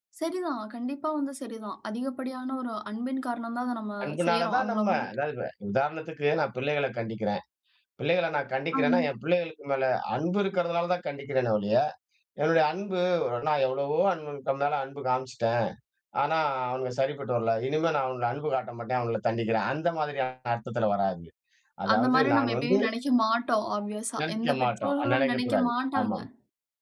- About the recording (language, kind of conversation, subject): Tamil, podcast, அன்பு காட்டிக்கொண்டே ஒரே நேரத்தில் எல்லைகளை எப்படி நிர்ணயிக்கலாம்?
- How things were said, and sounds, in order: unintelligible speech; in English: "ஆப்வியஸ்சா"; other background noise